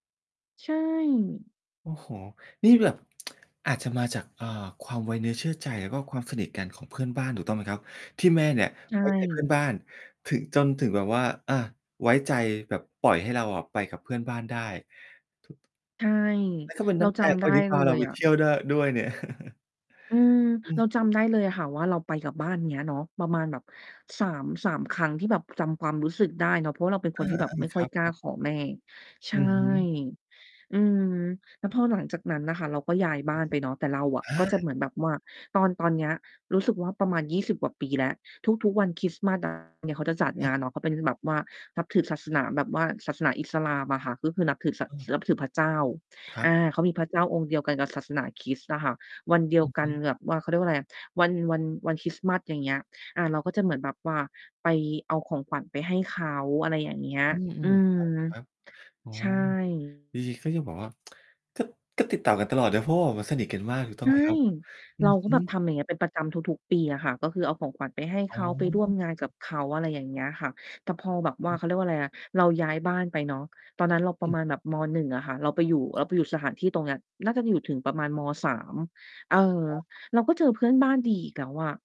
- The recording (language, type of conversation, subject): Thai, podcast, ทำไมน้ำใจของเพื่อนบ้านถึงสำคัญต่อสังคมไทย?
- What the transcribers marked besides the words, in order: tsk; distorted speech; other background noise; chuckle; "แบบ" said as "แหวบ"; mechanical hum; tsk